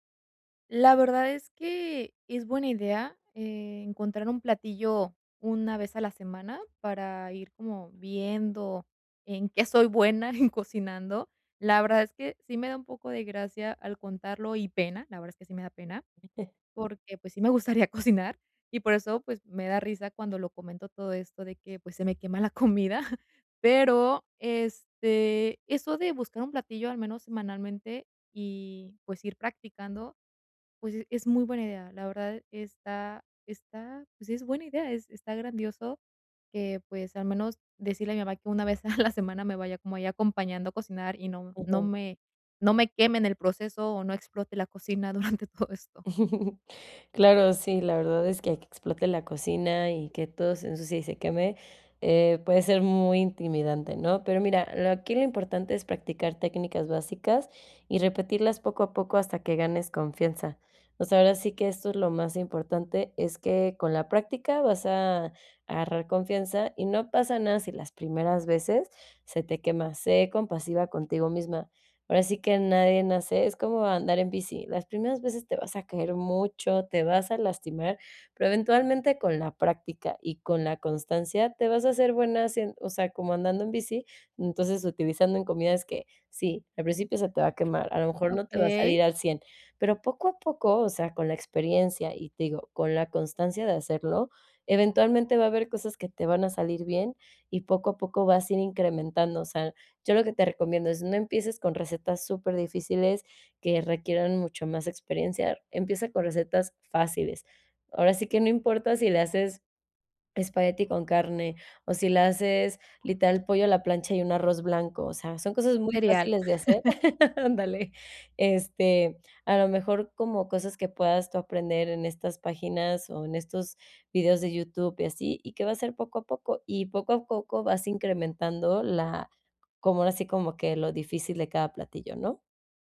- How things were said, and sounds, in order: laughing while speaking: "en"; chuckle; laughing while speaking: "me gustaría cocinar"; laughing while speaking: "la comida"; laughing while speaking: "a la"; laughing while speaking: "durante"; chuckle; chuckle
- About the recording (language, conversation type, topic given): Spanish, advice, ¿Cómo puedo tener menos miedo a equivocarme al cocinar?